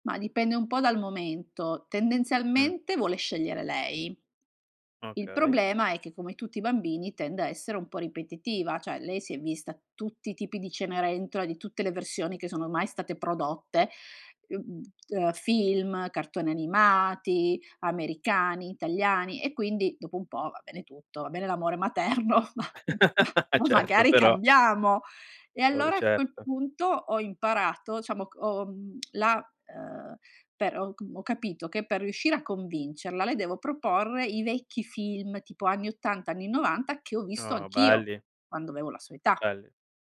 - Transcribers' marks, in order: other background noise; "cioè" said as "ceh"; laugh; laughing while speaking: "materno, ma, ma, ma"; "diciamo" said as "ciamo"; tongue click
- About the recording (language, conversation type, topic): Italian, podcast, Raccontami una routine serale che ti aiuta a rilassarti davvero?
- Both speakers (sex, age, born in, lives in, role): female, 45-49, Italy, Italy, guest; male, 25-29, Italy, Italy, host